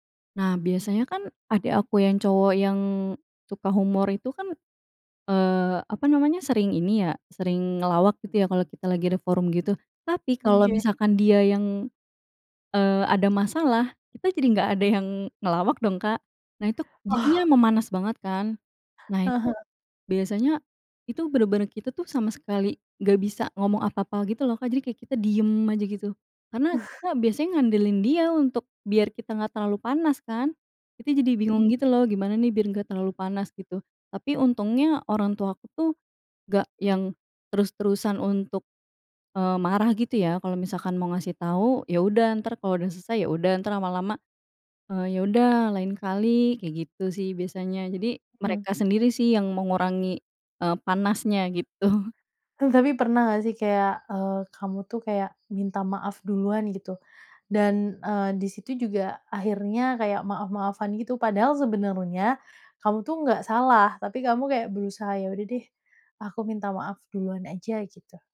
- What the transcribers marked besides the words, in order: laughing while speaking: "yang"; laughing while speaking: "Oh"; tapping; chuckle; other background noise; laughing while speaking: "gitu"; other animal sound
- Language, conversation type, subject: Indonesian, podcast, Bagaimana kalian biasanya menyelesaikan konflik dalam keluarga?